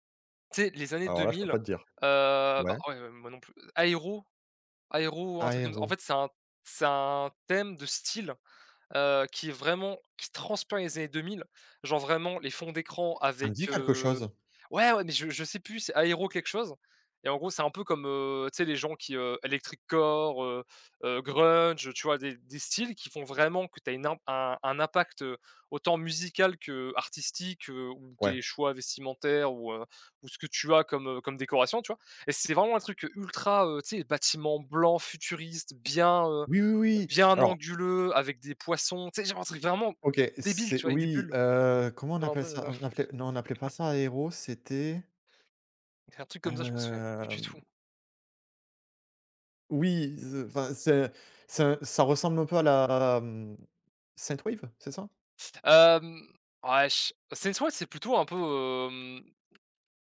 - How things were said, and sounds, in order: chuckle; tapping
- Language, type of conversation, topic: French, unstructured, Comment la musique peut-elle changer ton humeur ?